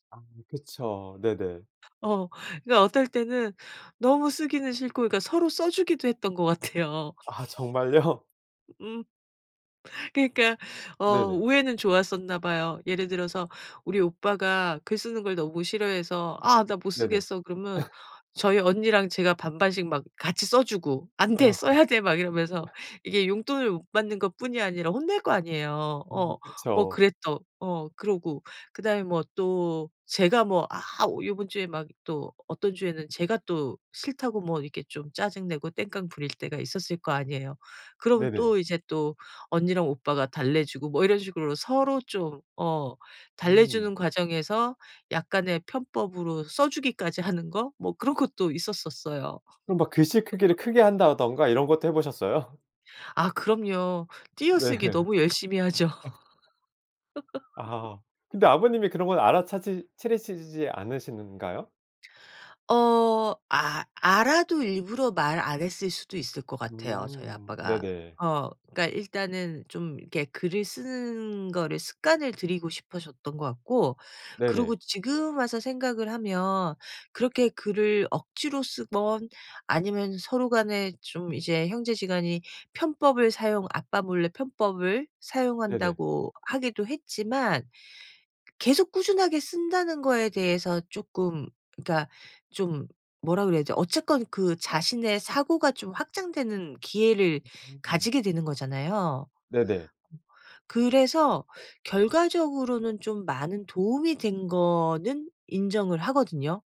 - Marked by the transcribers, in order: other background noise; laughing while speaking: "같아요"; laughing while speaking: "정말요?"; other noise; laugh; laughing while speaking: "네"; cough; laughing while speaking: "하죠"; laugh; "않으시던가요" said as "않으시는가요"; unintelligible speech; unintelligible speech
- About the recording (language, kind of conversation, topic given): Korean, podcast, 집안에서 대대로 이어져 내려오는 전통에는 어떤 것들이 있나요?
- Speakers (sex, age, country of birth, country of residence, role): female, 50-54, South Korea, United States, guest; male, 40-44, South Korea, South Korea, host